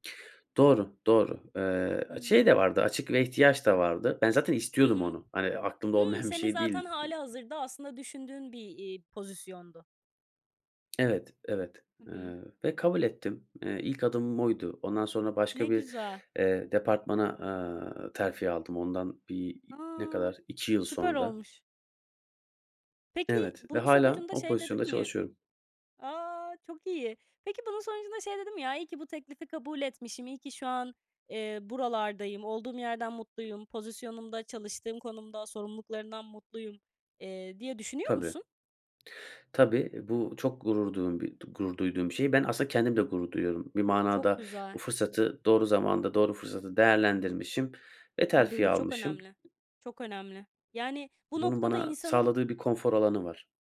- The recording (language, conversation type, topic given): Turkish, podcast, Hayatındaki en gurur duyduğun başarın neydi, anlatır mısın?
- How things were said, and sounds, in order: other background noise; tapping